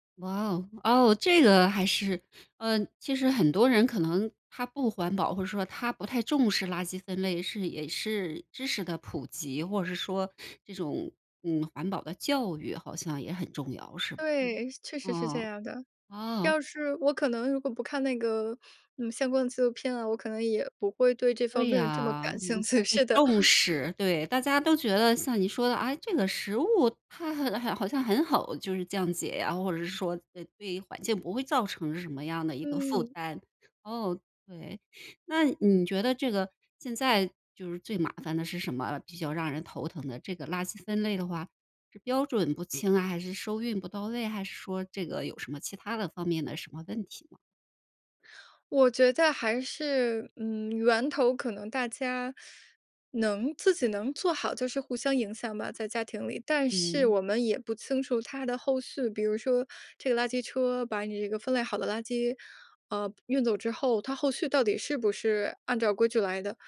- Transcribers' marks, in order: laughing while speaking: "兴趣，是的"; teeth sucking
- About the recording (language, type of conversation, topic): Chinese, podcast, 你在日常生活中实行垃圾分类有哪些实际体会？